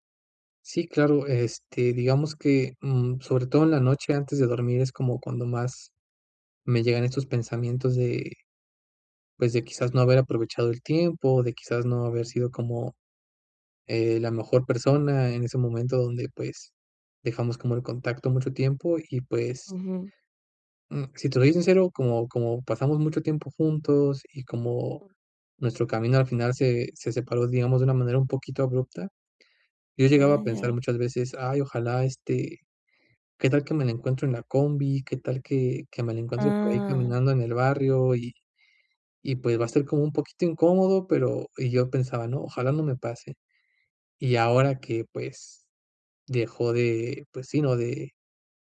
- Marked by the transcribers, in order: unintelligible speech; drawn out: "Ah"
- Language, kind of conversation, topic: Spanish, advice, ¿Cómo me afecta pensar en mi ex todo el día y qué puedo hacer para dejar de hacerlo?